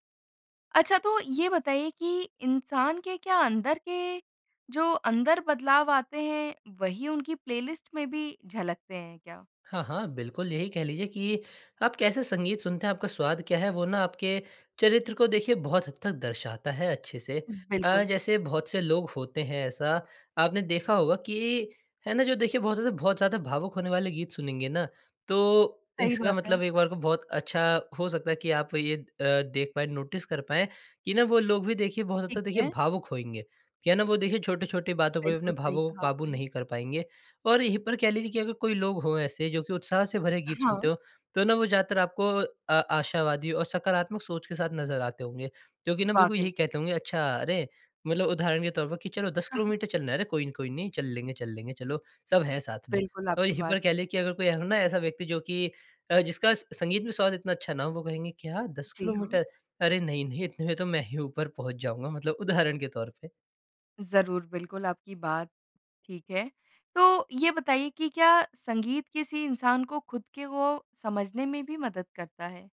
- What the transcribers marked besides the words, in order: in English: "प्लेलिस्ट"; in English: "नोटिस"; chuckle
- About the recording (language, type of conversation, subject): Hindi, podcast, तुम्हारी संगीत पसंद में सबसे बड़ा बदलाव कब आया?